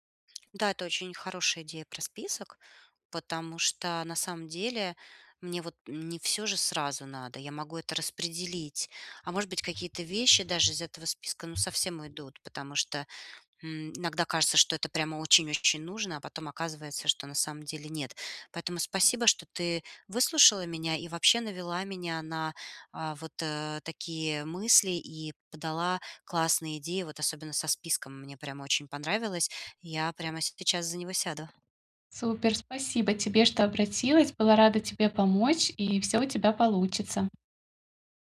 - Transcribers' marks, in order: tapping; other background noise
- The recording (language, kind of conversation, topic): Russian, advice, Как создать аварийный фонд, чтобы избежать новых долгов?